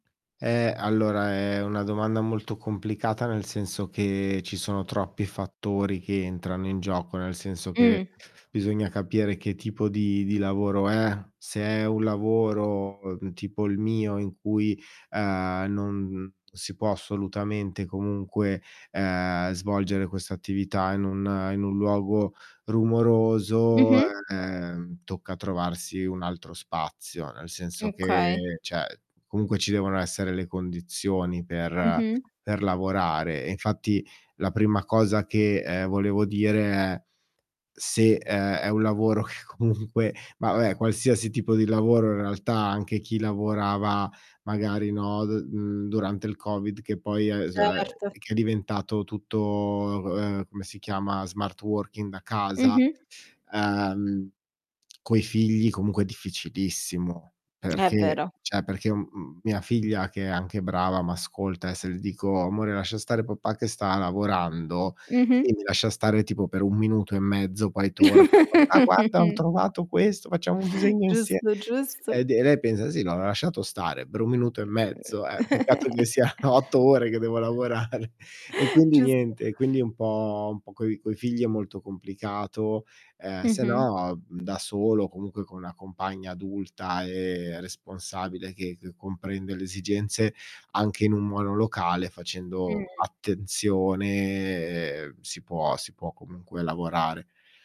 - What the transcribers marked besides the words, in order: static; tapping; distorted speech; "cioè" said as "ceh"; laughing while speaking: "comunque"; other background noise; unintelligible speech; "cioè" said as "ceh"; put-on voice: "Papà, guarda ho trovato questo, facciamo un disegno insie"; chuckle; chuckle; laughing while speaking: "siano otto ore che devo lavorare"; drawn out: "attenzione"
- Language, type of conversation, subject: Italian, podcast, Come organizzi lo spazio di casa per riuscire a concentrarti meglio?